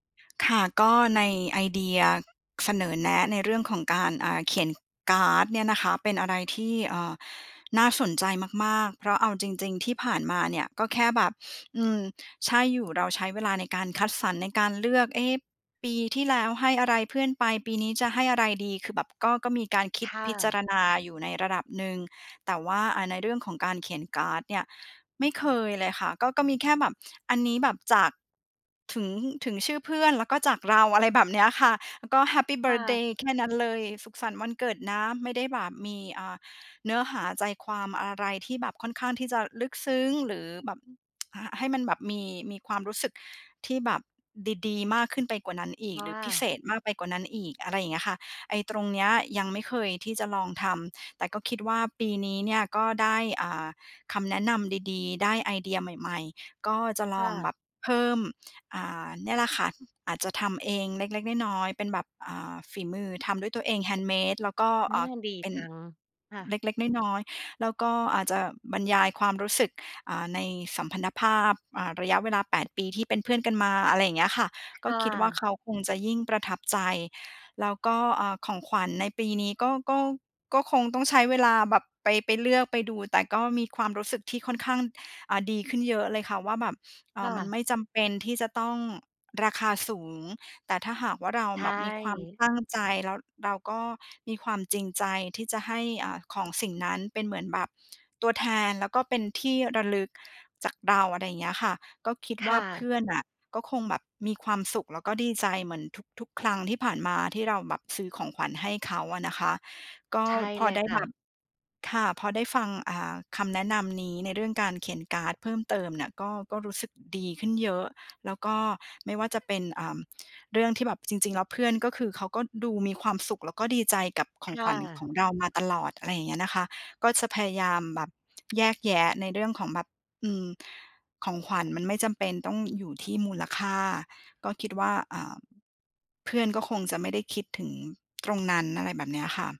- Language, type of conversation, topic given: Thai, advice, ทำไมฉันถึงรู้สึกผิดเมื่อไม่ได้ซื้อของขวัญราคาแพงให้คนใกล้ชิด?
- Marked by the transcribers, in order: tsk; other background noise